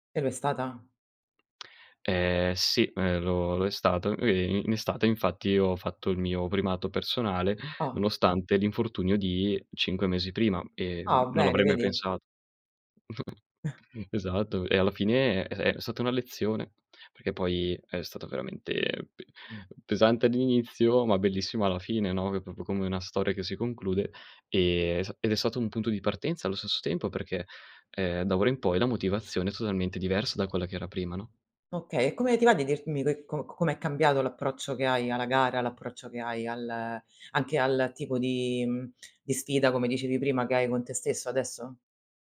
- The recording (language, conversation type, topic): Italian, podcast, Raccontami di un fallimento che si è trasformato in un'opportunità?
- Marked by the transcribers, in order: chuckle; "proprio" said as "propio"